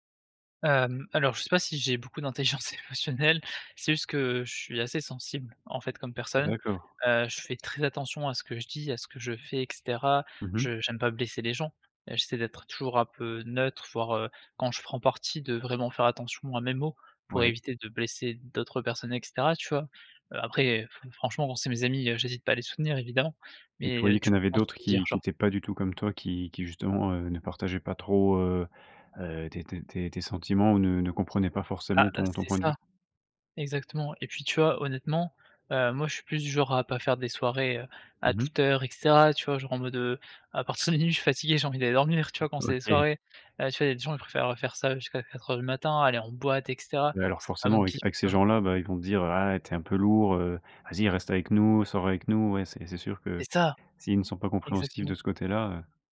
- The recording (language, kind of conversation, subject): French, podcast, Peux-tu raconter un moment où tu as dû devenir adulte du jour au lendemain ?
- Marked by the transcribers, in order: laughing while speaking: "d'intelligence émotionnelle"; other background noise; laughing while speaking: "à partir de minuit je … dormir, tu vois ?"